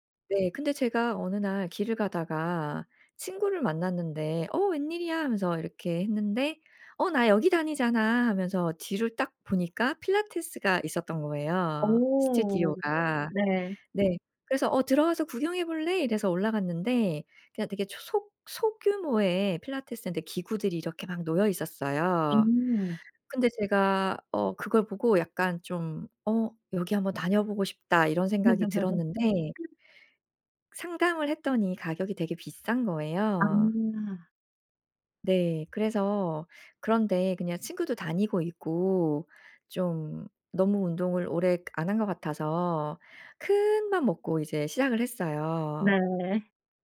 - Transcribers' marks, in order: laugh
- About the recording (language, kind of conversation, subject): Korean, podcast, 꾸준함을 유지하는 비결이 있나요?